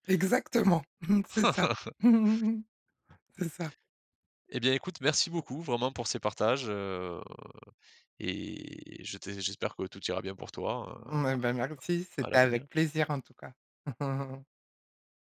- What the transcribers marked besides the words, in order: chuckle; laugh; chuckle; tapping; drawn out: "à"; chuckle
- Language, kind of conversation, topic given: French, podcast, Qu’est-ce qui te ferait quitter ton travail aujourd’hui ?